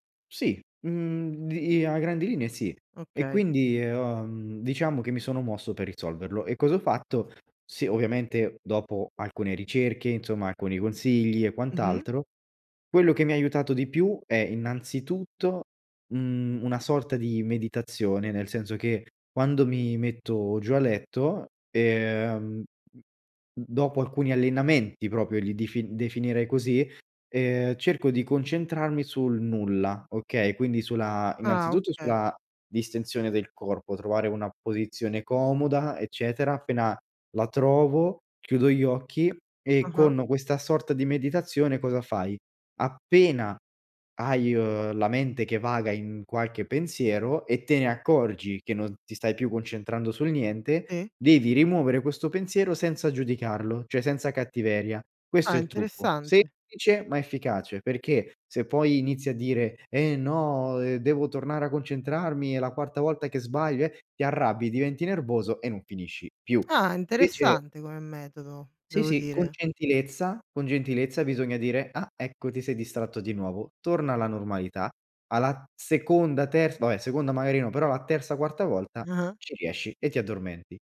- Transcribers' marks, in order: "proprio" said as "propio"
- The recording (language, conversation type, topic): Italian, podcast, Quali rituali segui per rilassarti prima di addormentarti?